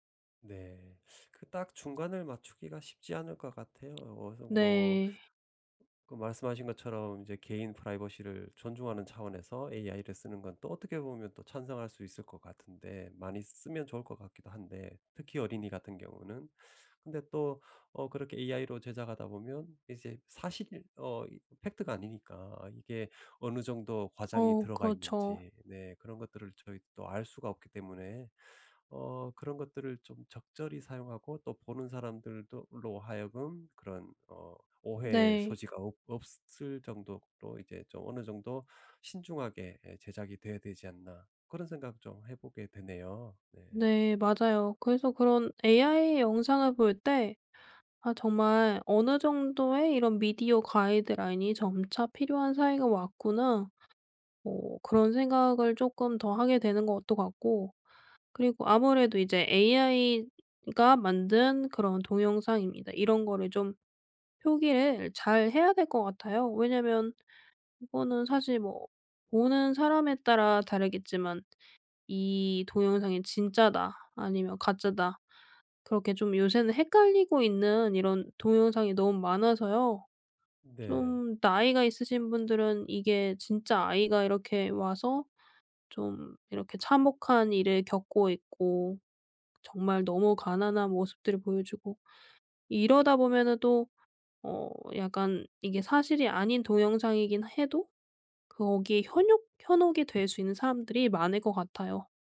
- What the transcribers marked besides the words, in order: none
- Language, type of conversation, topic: Korean, podcast, 스토리로 사회 문제를 알리는 것은 효과적일까요?